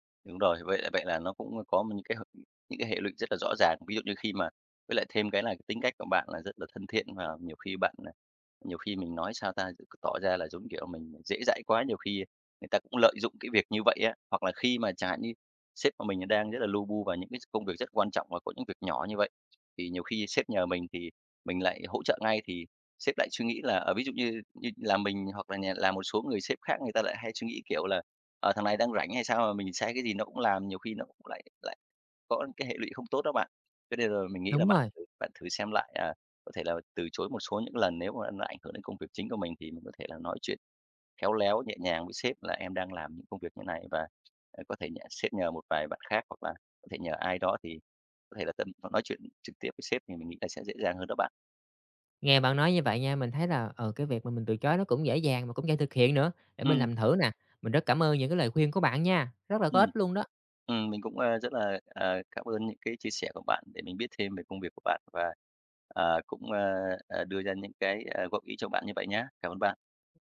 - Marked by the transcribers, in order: tapping; other background noise
- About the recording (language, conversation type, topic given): Vietnamese, advice, Làm thế nào để tôi học cách nói “không” và tránh nhận quá nhiều việc?